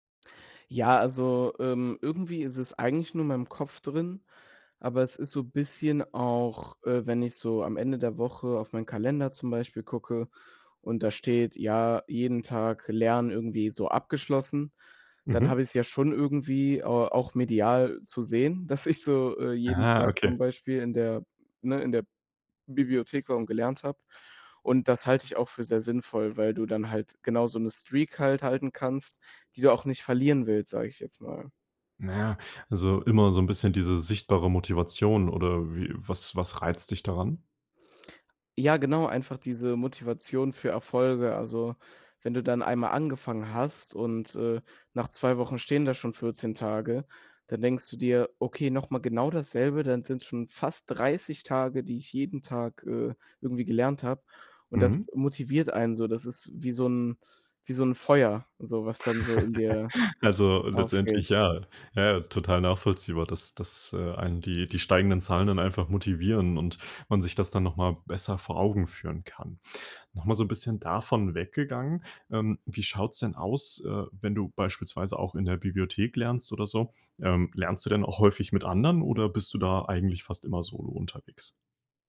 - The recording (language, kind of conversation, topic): German, podcast, Wie findest du im Alltag Zeit zum Lernen?
- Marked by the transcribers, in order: laughing while speaking: "dass ich"; unintelligible speech; in English: "Streak"; laughing while speaking: "fast"; laugh; other background noise